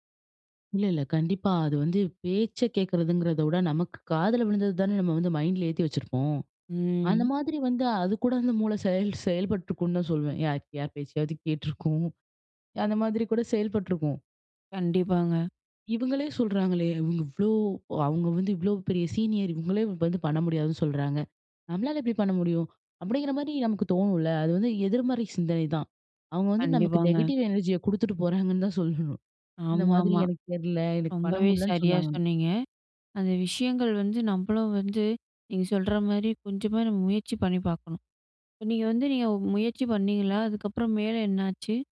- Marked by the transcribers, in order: in English: "மைண்டில"; drawn out: "ம்"; in English: "சீனியர்"; in English: "நெகட்டிவ் எனர்ஜிய"; other background noise
- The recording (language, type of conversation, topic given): Tamil, podcast, "எனக்கு தெரியாது" என்று சொல்வதால் நம்பிக்கை பாதிக்குமா?